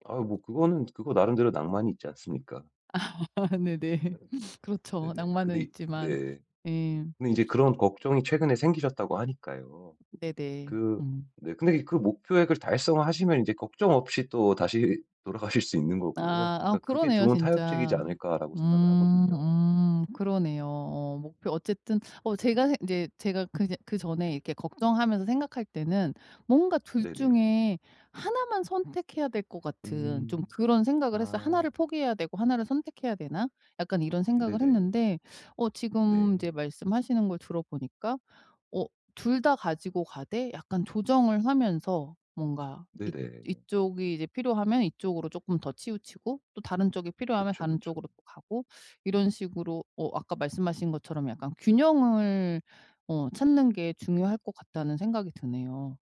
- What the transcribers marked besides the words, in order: laughing while speaking: "아 네네"; other background noise; laughing while speaking: "돌아가실 수"
- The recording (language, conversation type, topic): Korean, advice, 저축과 소비의 균형을 어떻게 맞춰 지속 가능한 지출 계획을 세울 수 있을까요?